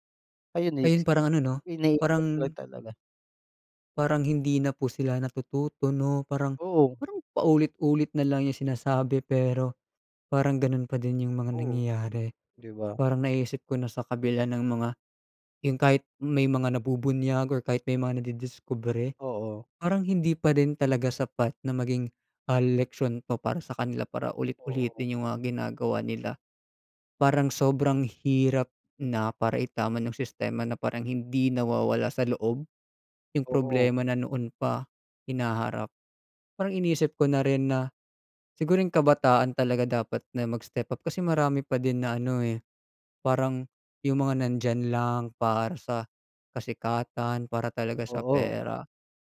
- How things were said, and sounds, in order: tapping
- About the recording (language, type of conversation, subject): Filipino, unstructured, Paano mo nararamdaman ang mga nabubunyag na kaso ng katiwalian sa balita?